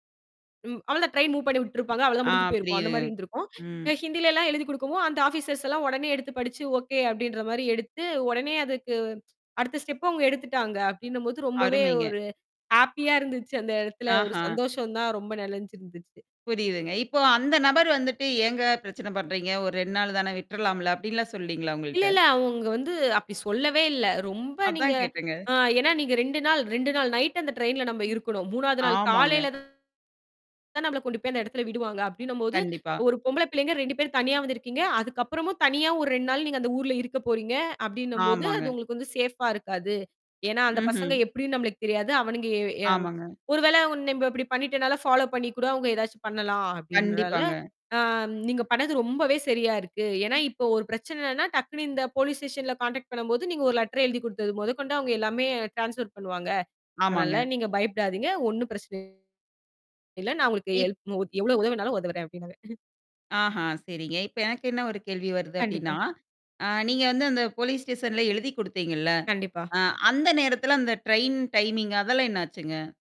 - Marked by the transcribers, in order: in English: "ஆபிசர்ஸ்"; in English: "ஸ்டெப்பு"; in English: "ஹேப்பியாக"; other noise; distorted speech; in English: "சேஃப்பா"; in English: "பாலோப்"; in English: "போலீஸ் ஸ்டேஷன்ல கான்டாக்ட்"; in English: "லெட்டர்"; in English: "டிரான்ஸ்பர்"; in English: "ஹெல்ப்"; chuckle; in English: "ட்ரெயின் டைமிங்"
- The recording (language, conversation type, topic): Tamil, podcast, பயணத்தின் போது மொழிப் பிரச்சனை ஏற்பட்டபோது, அந்த நபர் உங்களுக்கு எப்படி உதவினார்?